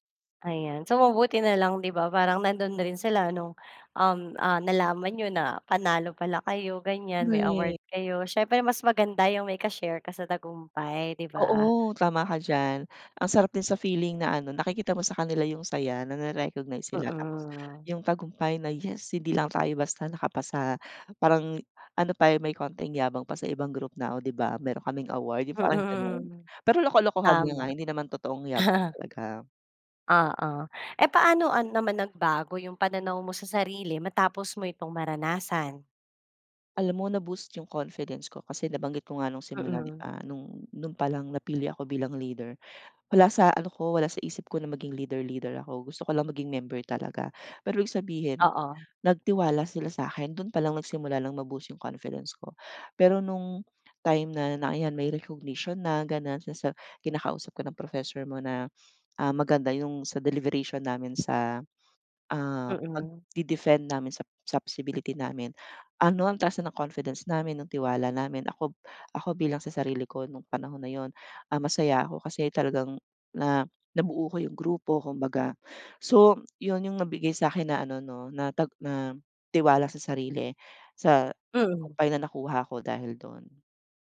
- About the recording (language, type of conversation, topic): Filipino, podcast, Anong kuwento mo tungkol sa isang hindi inaasahang tagumpay?
- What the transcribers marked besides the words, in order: laughing while speaking: "Mhm"; in English: "confidence"; in English: "recognition"; in English: "deliberation"